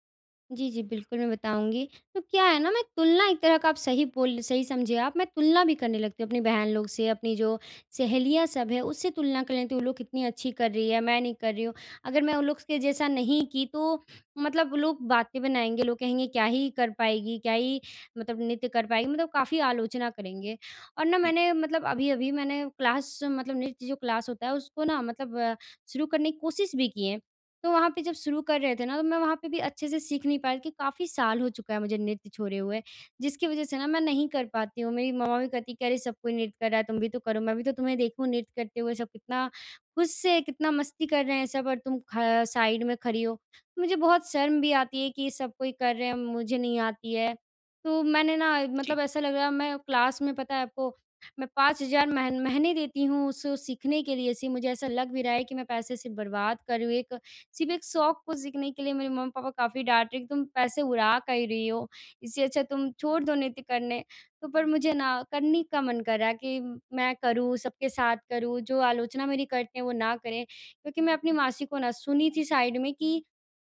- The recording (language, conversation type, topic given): Hindi, advice, मुझे नया शौक शुरू करने में शर्म क्यों आती है?
- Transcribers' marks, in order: "कर" said as "कल"; in English: "क्लास"; in English: "क्लास"; tapping; in English: "क्लास"